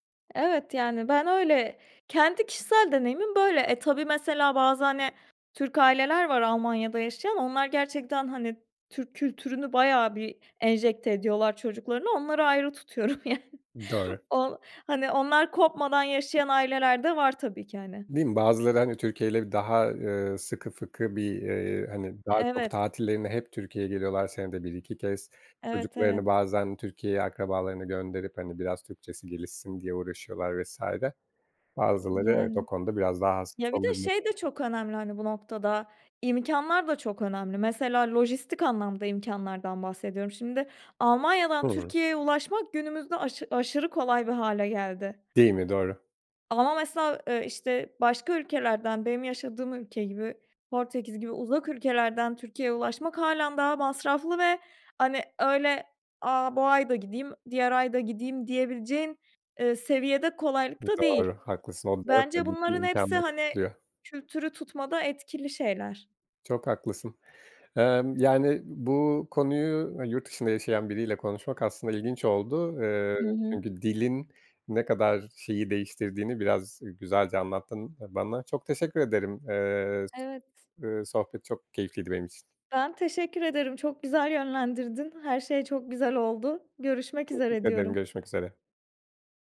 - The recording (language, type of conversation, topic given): Turkish, podcast, Dil, kimlik oluşumunda ne kadar rol oynar?
- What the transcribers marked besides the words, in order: chuckle; laughing while speaking: "yani"; other background noise